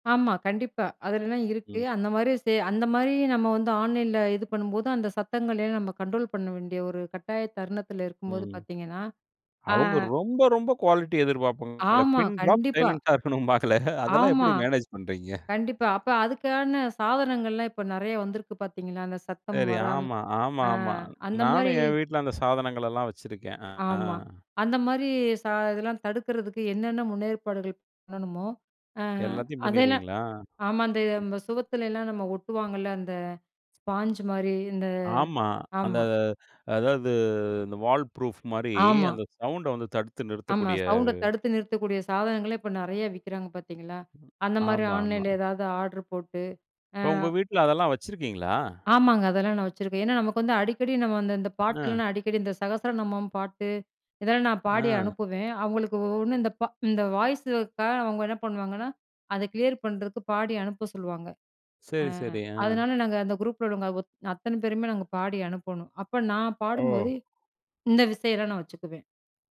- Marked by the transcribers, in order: in English: "குவாலிட்டி"; in English: "பின் டிராப் சைலன்ட்டா"; other noise; in English: "வால் ப்ரூஃப்"
- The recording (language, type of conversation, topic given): Tamil, podcast, வெளியிலிருந்து வரும் சத்தங்கள் அல்லது ஒலி தொந்தரவு ஏற்பட்டால் நீங்கள் என்ன செய்வீர்கள்?